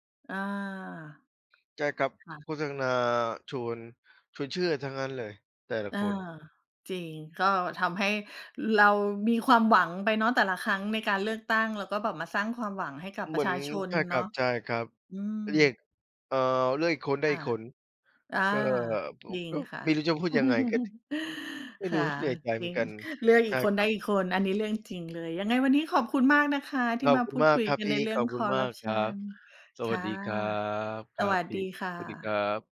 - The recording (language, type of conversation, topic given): Thai, unstructured, คุณคิดอย่างไรกับข่าวการทุจริตในรัฐบาลตอนนี้?
- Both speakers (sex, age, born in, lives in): female, 40-44, Thailand, Sweden; male, 50-54, Thailand, Philippines
- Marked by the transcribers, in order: tapping; other background noise; chuckle